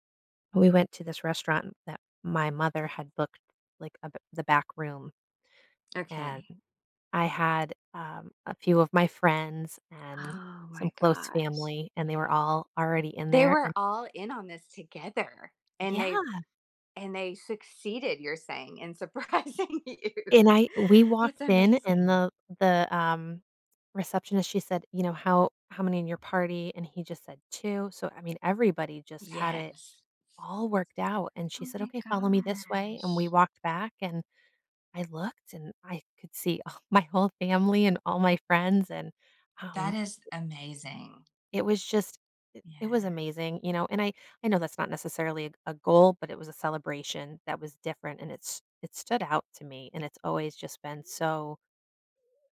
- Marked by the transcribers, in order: tapping; other background noise; laughing while speaking: "surprising you"; drawn out: "gosh"
- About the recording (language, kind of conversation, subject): English, unstructured, Why do you think celebrating achievements matters in our lives?
- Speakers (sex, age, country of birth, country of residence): female, 40-44, United States, United States; female, 45-49, United States, United States